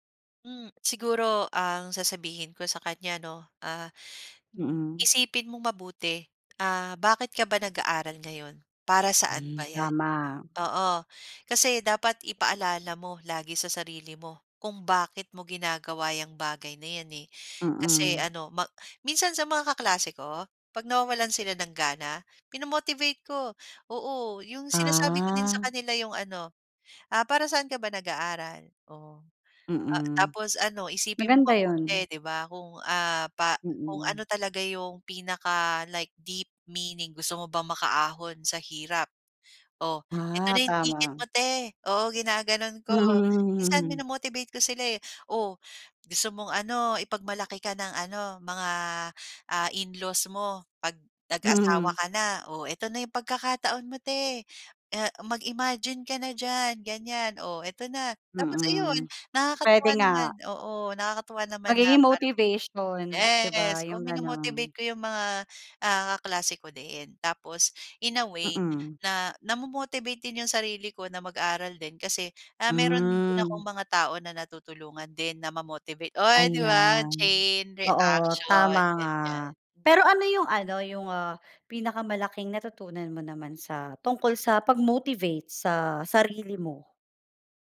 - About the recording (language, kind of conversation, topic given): Filipino, podcast, Paano mo maiiwasang mawalan ng gana sa pag-aaral?
- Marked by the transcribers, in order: drawn out: "Ah"; drawn out: "Yes"